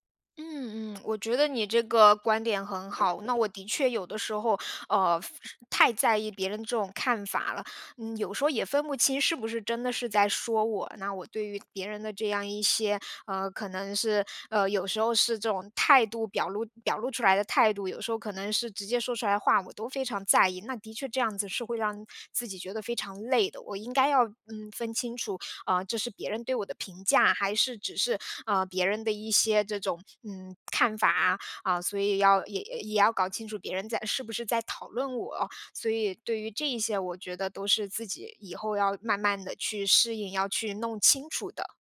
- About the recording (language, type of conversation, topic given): Chinese, advice, 我很在意别人的评价，怎样才能不那么敏感？
- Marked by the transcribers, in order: other background noise